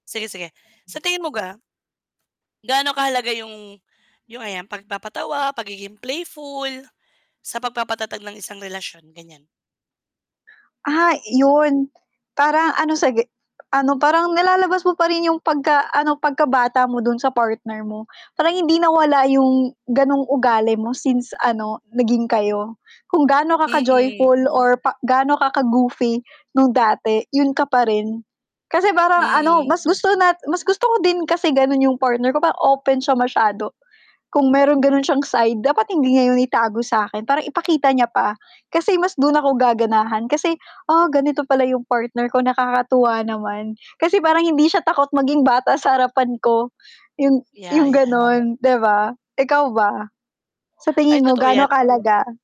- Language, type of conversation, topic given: Filipino, unstructured, Ano ang ginagawa mo para mapanatili ang saya sa inyong relasyon?
- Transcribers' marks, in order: other background noise; tapping; dog barking